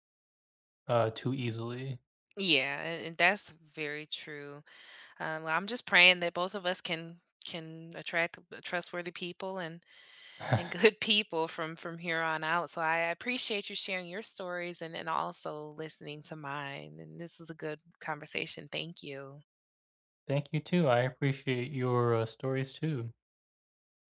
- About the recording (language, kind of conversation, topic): English, unstructured, What is the hardest lesson you’ve learned about trust?
- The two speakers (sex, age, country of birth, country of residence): female, 30-34, United States, United States; male, 25-29, United States, United States
- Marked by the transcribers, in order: tapping; chuckle